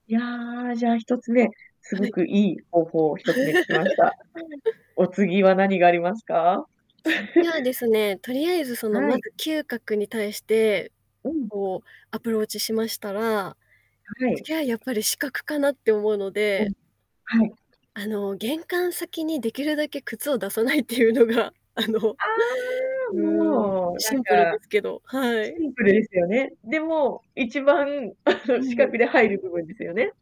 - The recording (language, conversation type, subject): Japanese, podcast, 玄関を居心地よく整えるために、押さえておきたいポイントは何ですか？
- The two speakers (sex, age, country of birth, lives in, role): female, 35-39, Japan, Japan, guest; female, 35-39, Japan, Japan, host
- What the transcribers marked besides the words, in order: distorted speech; laugh; unintelligible speech; laugh; static; laughing while speaking: "出さないっていうのが、あの"; other background noise; joyful: "ああ"; laugh